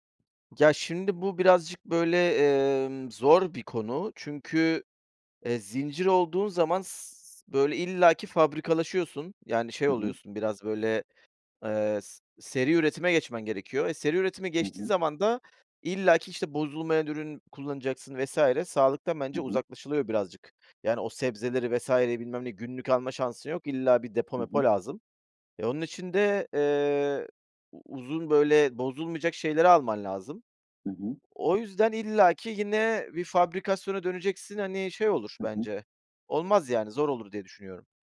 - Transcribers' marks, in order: none
- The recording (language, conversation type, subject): Turkish, podcast, Dışarıda yemek yerken sağlıklı seçimleri nasıl yapıyorsun?